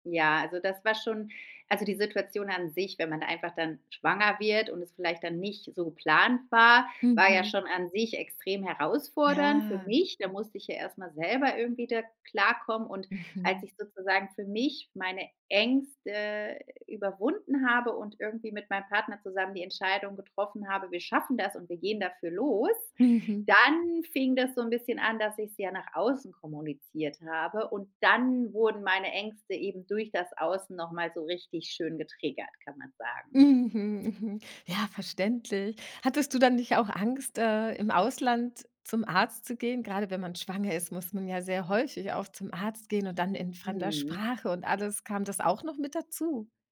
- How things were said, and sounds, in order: other background noise; drawn out: "Ja"; tapping
- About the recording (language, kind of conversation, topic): German, podcast, Wie gehst du mit der Angst vor Veränderungen um?